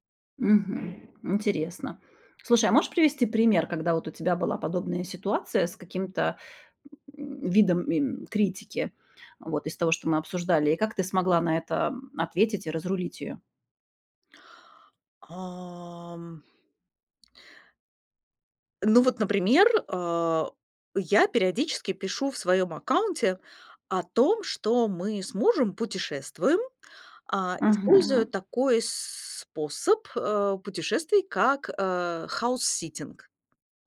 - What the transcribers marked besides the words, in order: other background noise; grunt; tapping
- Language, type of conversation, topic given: Russian, podcast, Как вы реагируете на критику в социальных сетях?